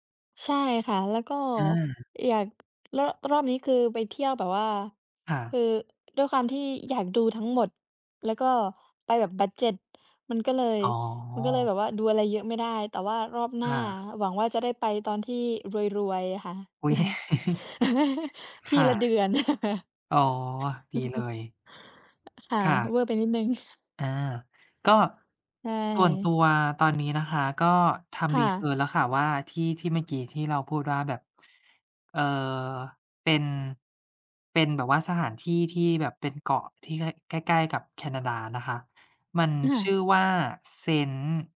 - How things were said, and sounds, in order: tapping; chuckle; other background noise; chuckle; in English: "รีเซิร์ช"
- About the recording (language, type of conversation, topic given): Thai, unstructured, สถานที่ใดที่คุณฝันอยากไปมากที่สุด?